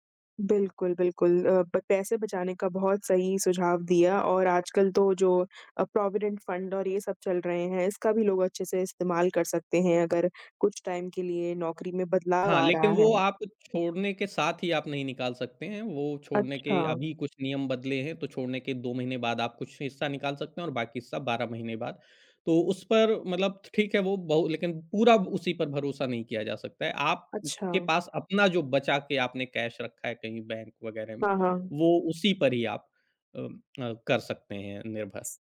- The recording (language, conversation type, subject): Hindi, podcast, नौकरी छोड़ने का सही समय आप कैसे पहचानते हैं?
- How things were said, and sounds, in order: in English: "प्रॉविडेंट फ़ंड"; tapping; in English: "टाइम"; in English: "कैश"